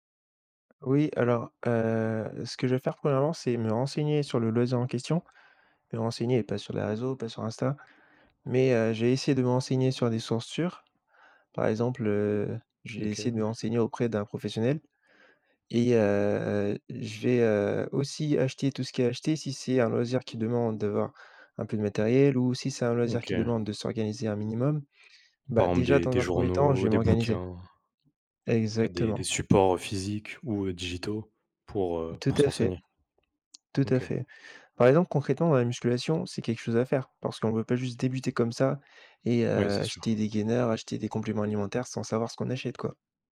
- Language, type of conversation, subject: French, podcast, Quelles astuces recommandes-tu pour progresser rapidement dans un loisir ?
- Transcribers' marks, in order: tapping; in English: "gainers"